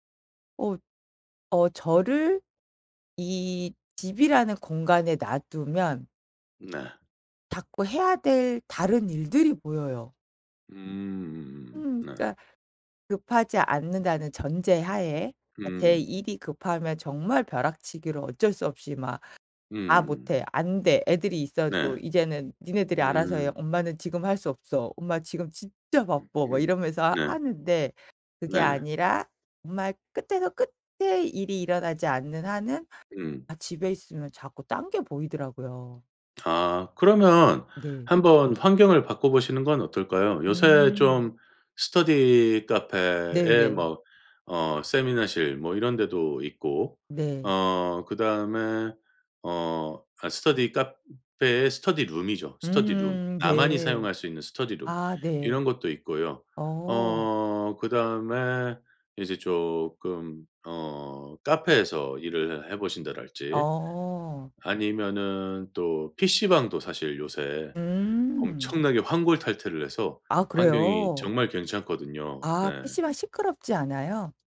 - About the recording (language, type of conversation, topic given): Korean, advice, 왜 계속 산만해서 중요한 일에 집중하지 못하나요?
- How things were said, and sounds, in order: tapping